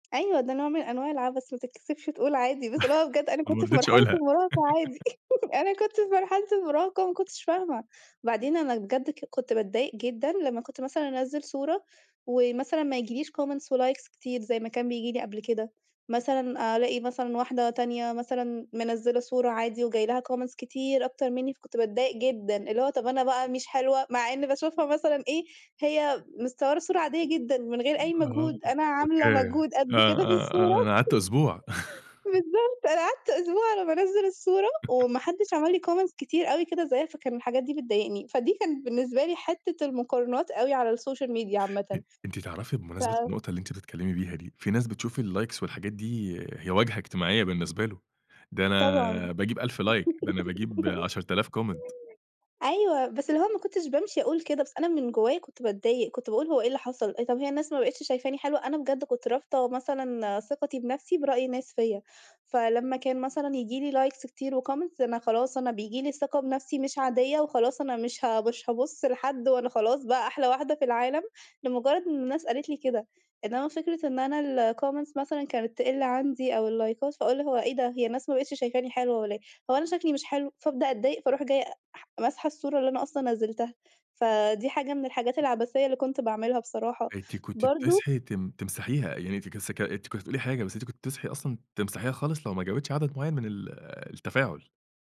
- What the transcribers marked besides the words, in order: chuckle; laugh; chuckle; tapping; in English: "comments وlikes"; in English: "comments"; chuckle; laughing while speaking: "بالضبط"; chuckle; chuckle; in English: "comments"; in English: "الSocial Media"; in English: "الlikes"; giggle; in English: "like"; in English: "comment"; in English: "likes"; in English: "وcomments"; in English: "الcomments"; in English: "اللايكات"
- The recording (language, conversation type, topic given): Arabic, podcast, إزاي تتعامل مع المقارنات على السوشيال ميديا؟